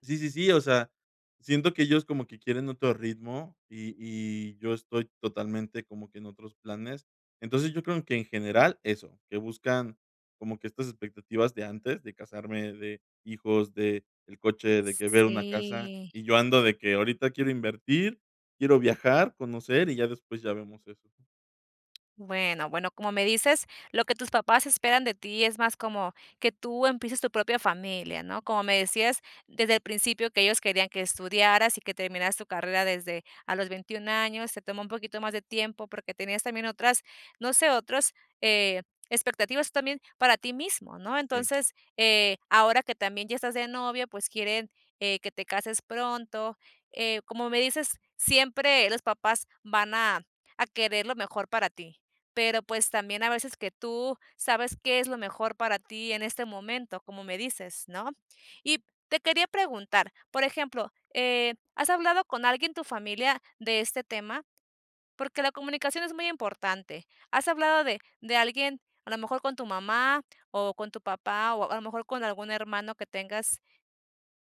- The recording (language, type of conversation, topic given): Spanish, advice, ¿Cómo puedo conciliar las expectativas de mi familia con mi expresión personal?
- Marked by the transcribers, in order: tapping; drawn out: "Sí"